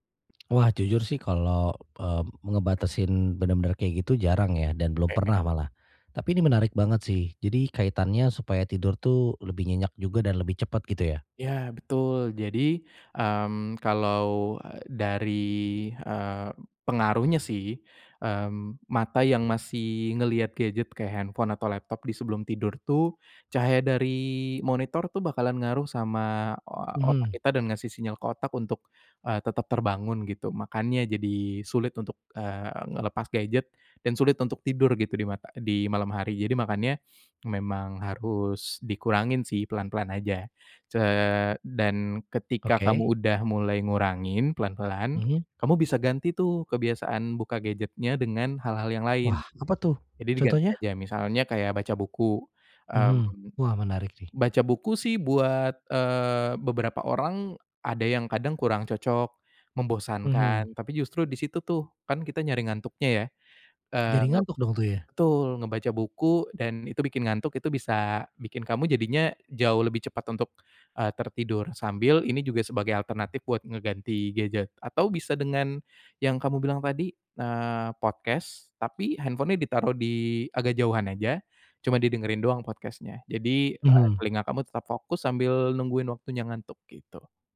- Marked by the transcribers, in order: other background noise; in English: "podcast"; in English: "podcast-nya"
- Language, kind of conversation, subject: Indonesian, advice, Bagaimana cara tidur lebih nyenyak tanpa layar meski saya terbiasa memakai gawai di malam hari?